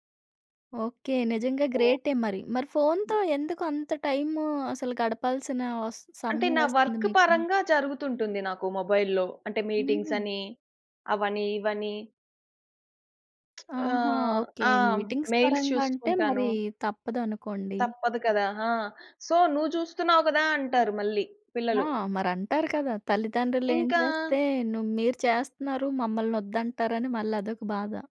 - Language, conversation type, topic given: Telugu, podcast, ఇంట్లో ఫోన్ వాడకూడని ప్రాంతాలు ఏర్పాటు చేయాలా అని మీరు అనుకుంటున్నారా?
- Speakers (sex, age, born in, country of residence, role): female, 30-34, India, India, guest; female, 30-34, India, India, host
- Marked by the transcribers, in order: tapping; in English: "వర్క్"; in English: "మొబైల్‌లో"; lip smack; in English: "మెయిల్స్"; in English: "మీటింగ్స్"; in English: "సో"